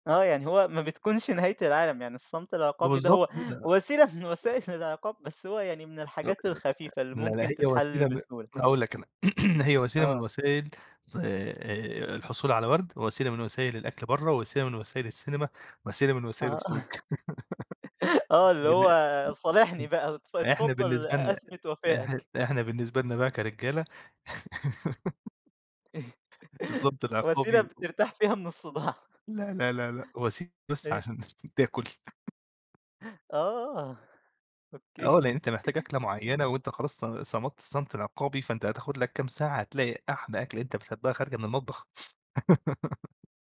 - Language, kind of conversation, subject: Arabic, podcast, إمتى بتحسّ إن الصمت بيحكي أكتر من الكلام؟
- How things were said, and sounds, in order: tapping; other background noise; unintelligible speech; throat clearing; laugh; laugh; unintelligible speech; laugh; chuckle; chuckle; chuckle; laugh